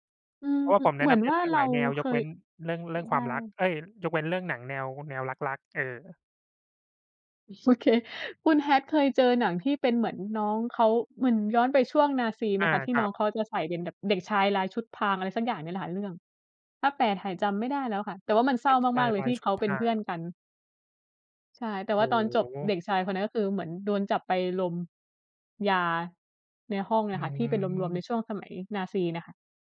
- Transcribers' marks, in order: laughing while speaking: "โอเค"; drawn out: "อืม"
- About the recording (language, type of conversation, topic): Thai, unstructured, ถ้าคุณต้องแนะนำหนังสักเรื่องให้เพื่อนดู คุณจะแนะนำเรื่องอะไร?